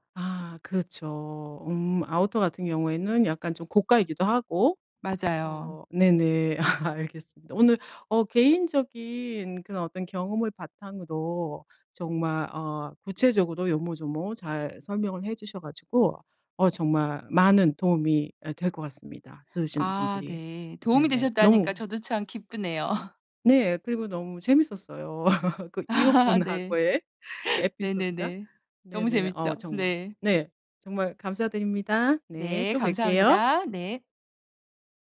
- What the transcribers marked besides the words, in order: other background noise; laugh; laugh; laugh; laughing while speaking: "이웃분하고의"
- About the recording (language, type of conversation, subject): Korean, podcast, 중고 옷이나 빈티지 옷을 즐겨 입으시나요? 그 이유는 무엇인가요?